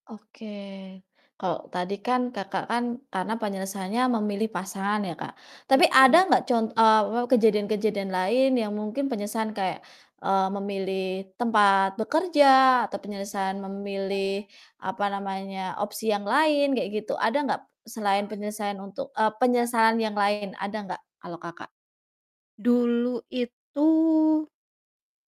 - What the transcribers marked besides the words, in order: other background noise; distorted speech
- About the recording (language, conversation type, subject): Indonesian, podcast, Menurut Anda, kapan penyesalan sebaiknya dijadikan motivasi?